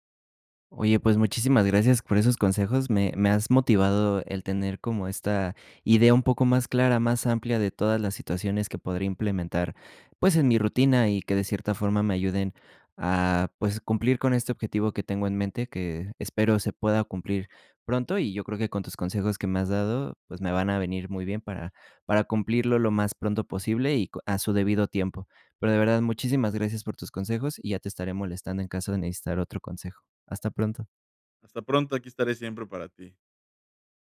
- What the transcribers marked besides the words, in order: none
- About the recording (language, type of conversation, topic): Spanish, advice, ¿Qué te dificulta empezar una rutina diaria de ejercicio?